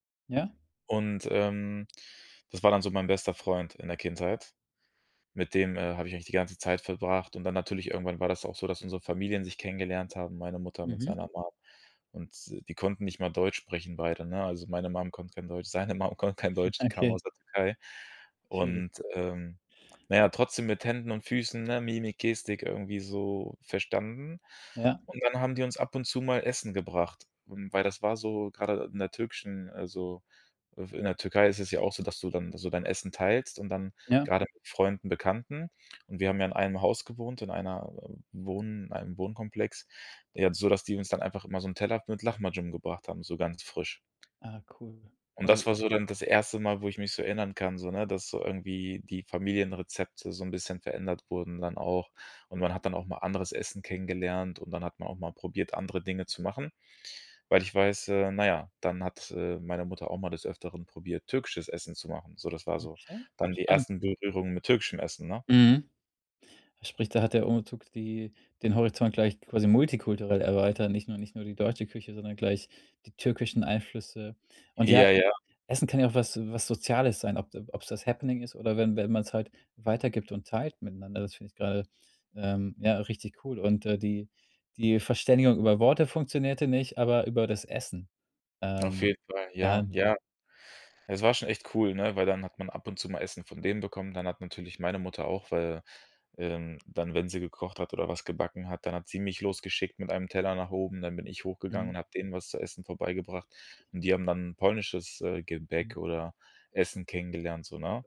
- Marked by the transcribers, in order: chuckle; laughing while speaking: "seine Mum konnte kein Deutsch"; other background noise
- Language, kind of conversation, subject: German, podcast, Wie hat Migration eure Familienrezepte verändert?